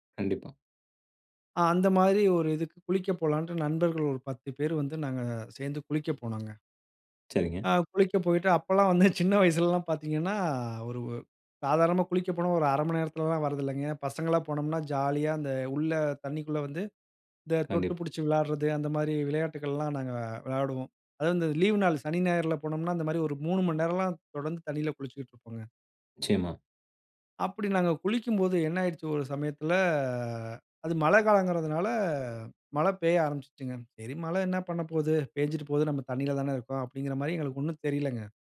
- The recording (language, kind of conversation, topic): Tamil, podcast, மழையுள்ள ஒரு நாள் உங்களுக்கு என்னென்ன பாடங்களைக் கற்றுத்தருகிறது?
- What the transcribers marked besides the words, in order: other background noise; drawn out: "சமயத்தில"